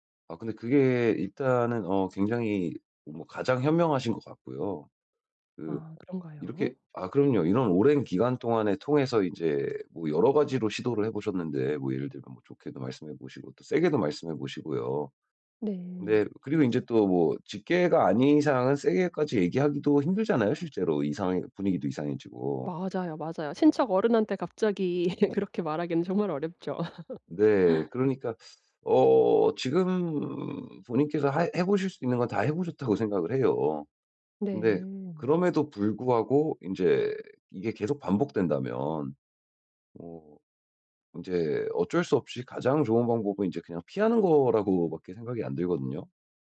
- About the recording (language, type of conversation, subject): Korean, advice, 파티나 모임에서 불편한 대화를 피하면서 분위기를 즐겁게 유지하려면 어떻게 해야 하나요?
- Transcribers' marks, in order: other background noise; tapping; laugh; laugh; laughing while speaking: "해 보셨다고"